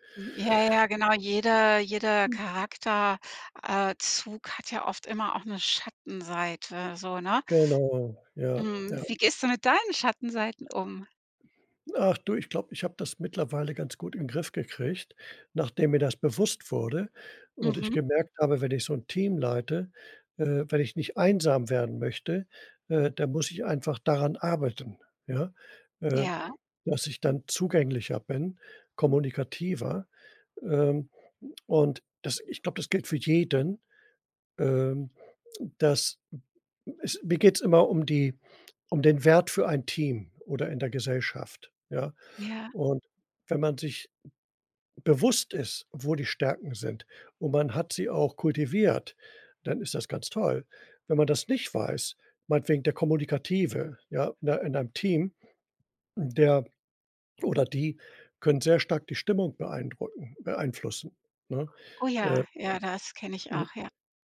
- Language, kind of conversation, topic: German, podcast, Wie gehst du mit Selbstzweifeln um?
- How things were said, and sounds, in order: none